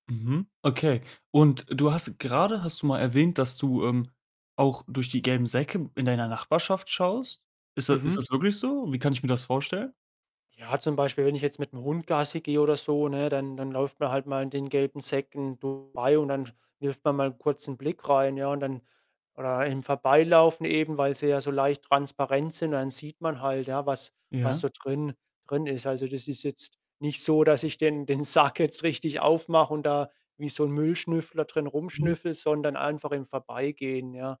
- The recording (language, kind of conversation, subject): German, podcast, Wie gelingt richtiges Recycling im Alltag, ohne dass man dabei den Überblick verliert?
- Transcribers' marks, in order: other background noise; distorted speech; laughing while speaking: "Sack"